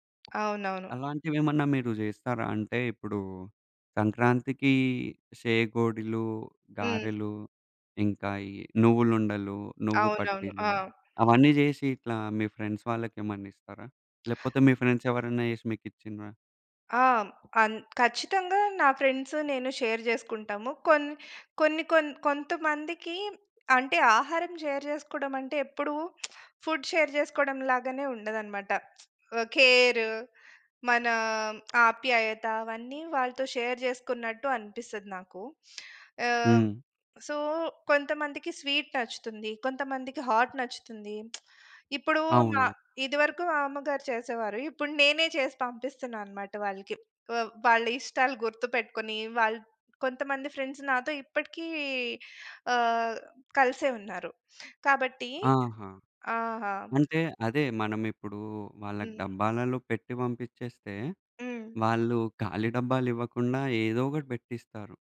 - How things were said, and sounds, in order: other background noise; in English: "ఫ్రెండ్స్"; in English: "ఫ్రెండ్స్"; in English: "షేర్"; in English: "షేర్"; lip smack; in English: "ఫుడ్ షేర్"; lip smack; in English: "కేర్"; lip smack; in English: "షేర్"; in English: "సో"; in English: "స్వీట్"; in English: "హాట్"; lip smack; in English: "ఫ్రెండ్స్"
- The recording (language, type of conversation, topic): Telugu, podcast, వంటకాన్ని పంచుకోవడం మీ సామాజిక సంబంధాలను ఎలా బలోపేతం చేస్తుంది?